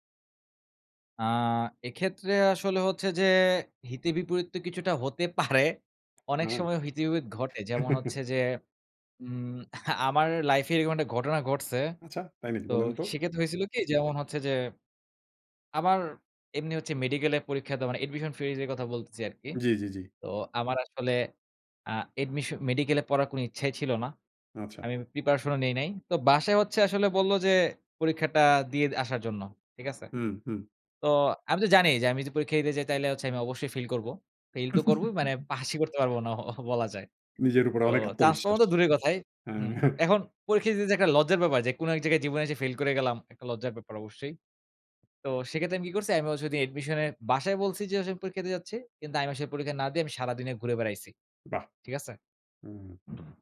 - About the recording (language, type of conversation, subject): Bengali, podcast, পরিবার বা সমাজের চাপের মধ্যেও কীভাবে আপনি নিজের সিদ্ধান্তে অটল থাকেন?
- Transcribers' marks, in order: tapping; scoff; "বিপরীত" said as "বিইত"; scoff; chuckle; in English: "admission phrase"; "বলতেছি" said as "বলতিছি"; other background noise; "তাহলে" said as "তাইলে"; scoff; chuckle; scoff